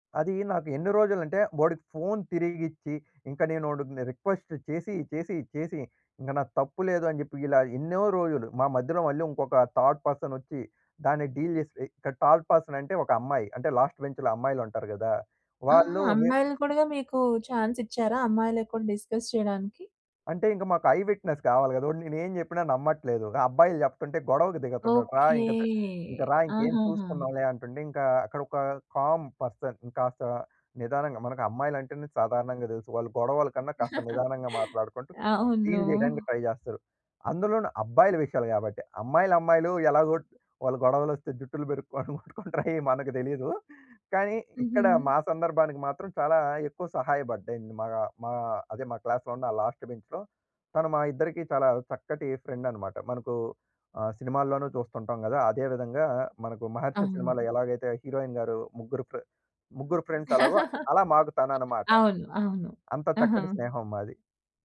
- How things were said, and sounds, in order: in English: "రిక్వెస్ట్"; in English: "థర్డ్"; in English: "డీల్"; in English: "థర్డ్"; in English: "లాస్ట్ బెంచ్‌లో"; "అమ్మాయిలు కూడా" said as "అమ్మాయిలనికుడిగ"; in English: "డిస్కస్"; in English: "ఐ విట్నెస్"; in English: "కామ్ పర్సన్"; laugh; in English: "డీల్"; in English: "ట్రై"; laughing while speaking: "పెరుక్కోడం కొట్టు‌కుంటరు అయి"; in English: "క్లాస్‌లో"; in English: "లాస్ట్ బెంచ్‌లో"; in English: "హీరోయిన్"; chuckle; other background noise; in English: "ఫ్రెండ్స్"
- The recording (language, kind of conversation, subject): Telugu, podcast, బాగా సంభాషించడానికి మీ సలహాలు ఏవి?